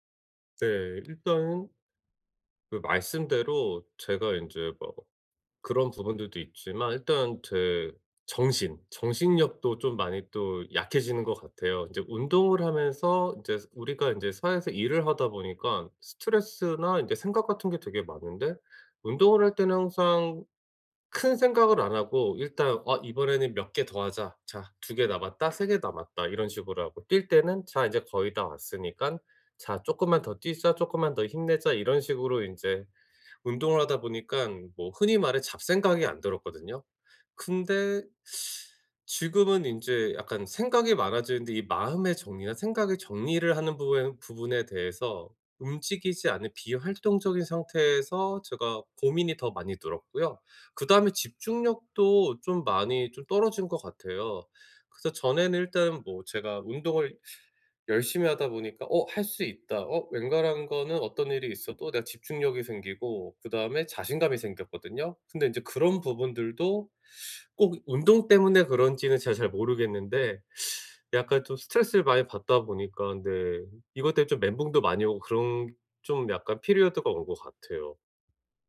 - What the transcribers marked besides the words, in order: tapping; teeth sucking; teeth sucking; in English: "period가"
- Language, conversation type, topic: Korean, advice, 피로 신호를 어떻게 알아차리고 예방할 수 있나요?